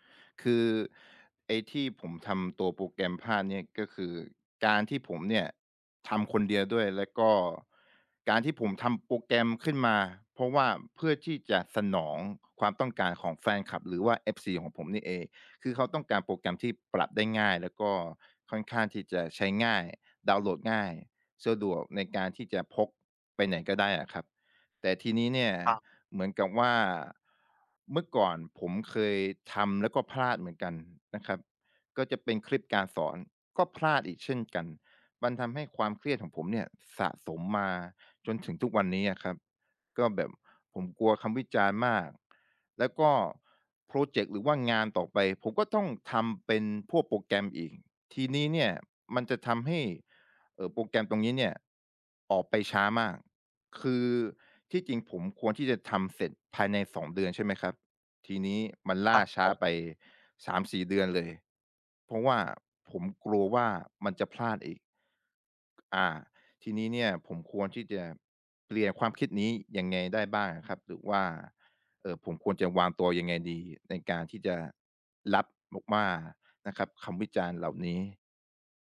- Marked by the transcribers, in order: other background noise
- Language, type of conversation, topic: Thai, advice, ฉันกลัวคำวิจารณ์จนไม่กล้าแชร์ผลงานทดลอง ควรทำอย่างไรดี?